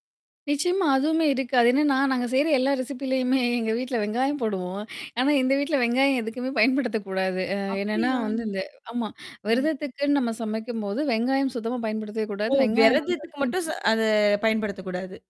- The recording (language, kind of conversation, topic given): Tamil, podcast, குடும்ப ரெசிபிகள் உங்கள் வாழ்க்கைக் கதையை எப்படிச் சொல்கின்றன?
- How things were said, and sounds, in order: static; laughing while speaking: "நாங்க செய்ற எல்லா ரெசிபிலயுமே எங்க … வெங்காயம் எதுக்குமே பயன்படுத்தக்கூடாது"; in English: "ரெசிபிலயுமே"; unintelligible speech